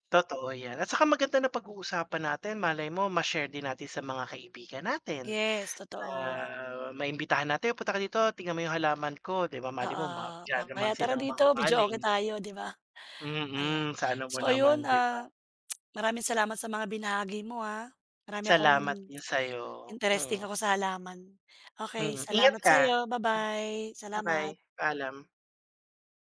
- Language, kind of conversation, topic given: Filipino, unstructured, Ano ang pinaka-kasiya-siyang bahagi ng pagkakaroon ng libangan?
- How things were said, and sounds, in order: tsk